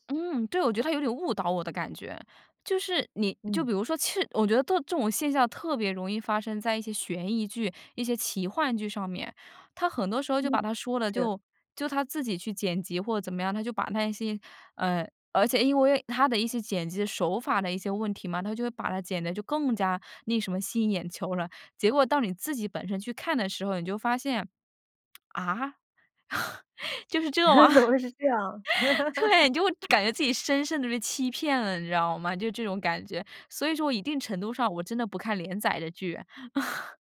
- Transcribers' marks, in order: tapping; laugh; laughing while speaking: "怎么会是这样"; laughing while speaking: "吗？对"; laugh
- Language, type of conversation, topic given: Chinese, podcast, 为什么短视频剪辑会影响观剧期待？